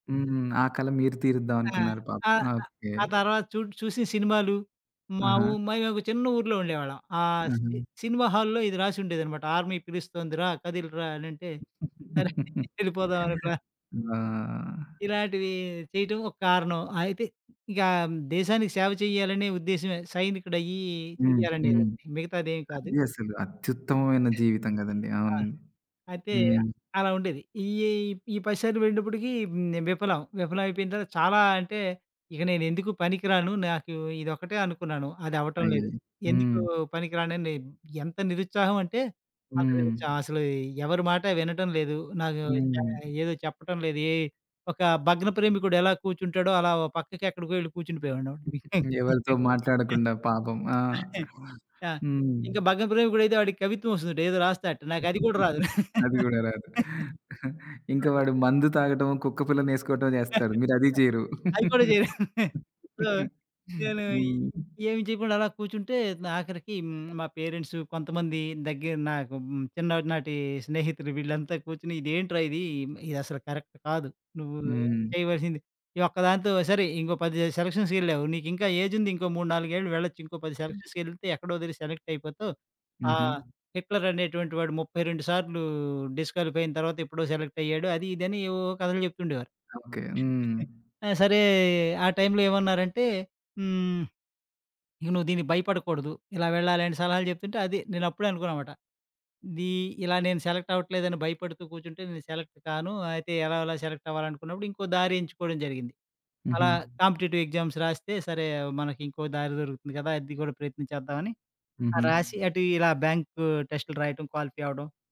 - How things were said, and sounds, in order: other background noise; in English: "హాల్‌లో"; in English: "ఆర్మీ"; laugh; giggle; giggle; laugh; laugh; giggle; laugh; laughing while speaking: "అది కూడా చేయ్"; in English: "సో"; laugh; in English: "పేరెంట్స్"; in English: "కరక్ట్"; in English: "సెలక్షన్స్‌కెళ్ళావు"; in English: "సెలక్షన్స్‌కెళ్తే"; in English: "డిస్‌క్వాలిఫై"; in English: "సెలెక్ట్"; in English: "కాంపిటిటివ్ ఎగ్జామ్స్"; in English: "క్వాలిఫై"
- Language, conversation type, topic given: Telugu, podcast, విఫలాన్ని పాఠంగా మార్చుకోవడానికి మీరు ముందుగా తీసుకునే చిన్న అడుగు ఏది?